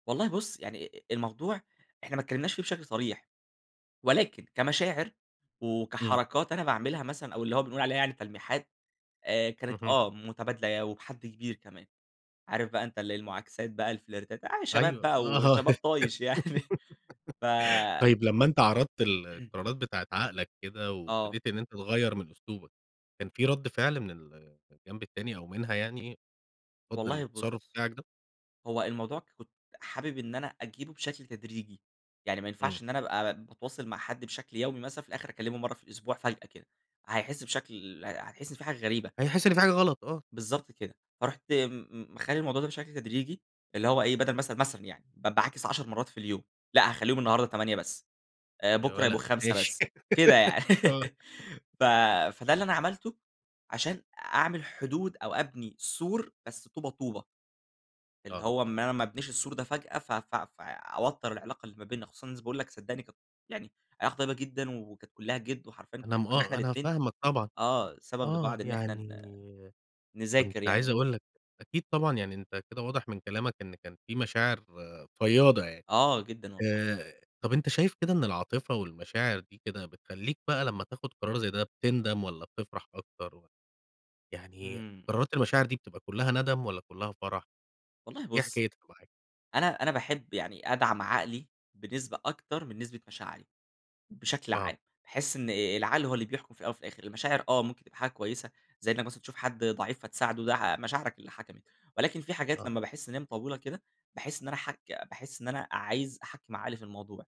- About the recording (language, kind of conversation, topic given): Arabic, podcast, إزاي بتوازن بين مشاعرك ومنطقك وإنت بتاخد قرار؟
- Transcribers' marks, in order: in English: "الفلرتات"; giggle; chuckle; throat clearing; laugh; chuckle; giggle; tapping